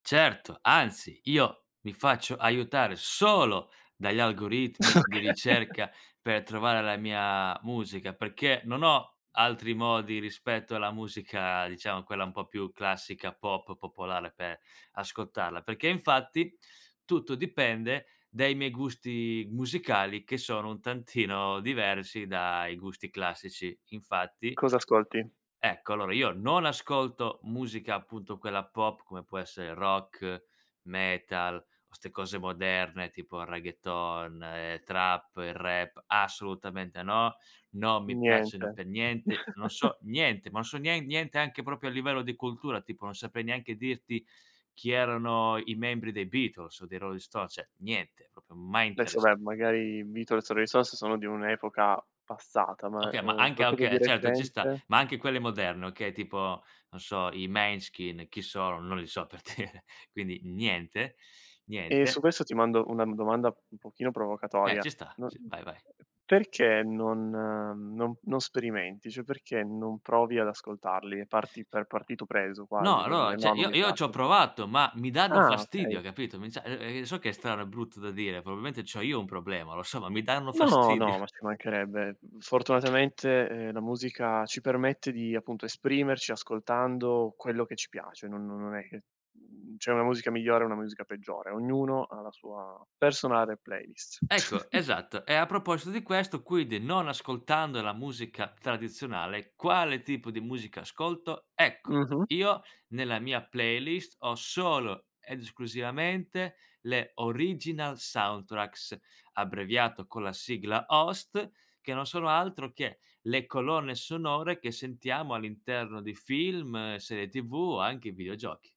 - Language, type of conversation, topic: Italian, podcast, Quanto incidono playlist e algoritmi sulle tue scelte musicali?
- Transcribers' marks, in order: stressed: "solo"; chuckle; laughing while speaking: "Okay"; "proprio" said as "propio"; tapping; chuckle; other background noise; "cioè" said as "ceh"; "proprio" said as "propo"; "Adesso" said as "desso"; "Måneskin" said as "Mainskin"; laughing while speaking: "per dire"; "allora" said as "aloa"; "cioè" said as "ceh"; "cioè" said as "ceh"; laughing while speaking: "fastidia"; "fastidio" said as "fastidia"; other noise; chuckle; in English: "Original Soundtracks"; in English: "OST"